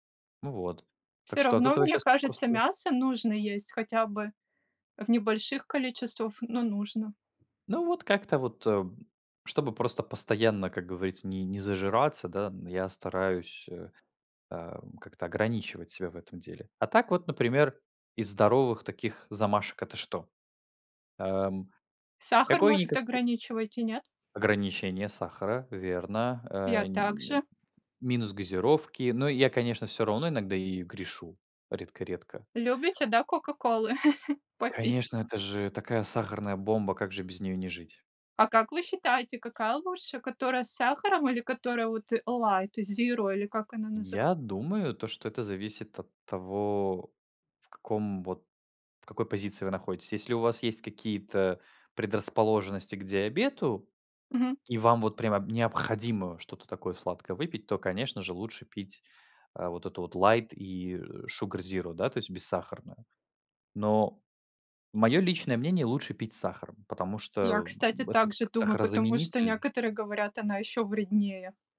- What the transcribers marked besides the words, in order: chuckle; in English: "шугар зиро"
- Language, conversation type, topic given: Russian, unstructured, Как ты убеждаешь близких питаться более полезной пищей?